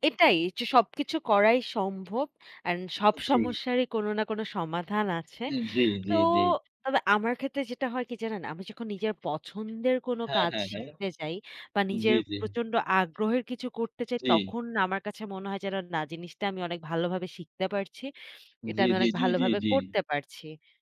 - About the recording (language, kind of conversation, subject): Bengali, unstructured, তোমার কি মনে হয় নতুন কোনো দক্ষতা শেখা মজার, আর কেন?
- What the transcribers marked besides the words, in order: none